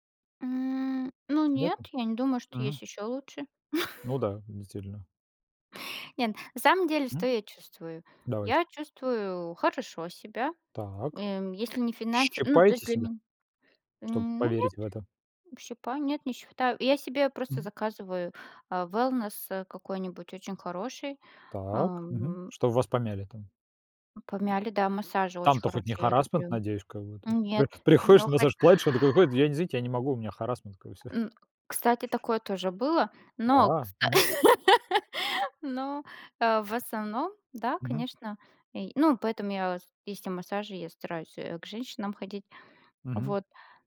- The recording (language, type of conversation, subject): Russian, unstructured, Что вы чувствуете, когда достигаете финансовой цели?
- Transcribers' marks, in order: chuckle; other background noise; in English: "wellness"; tapping; laugh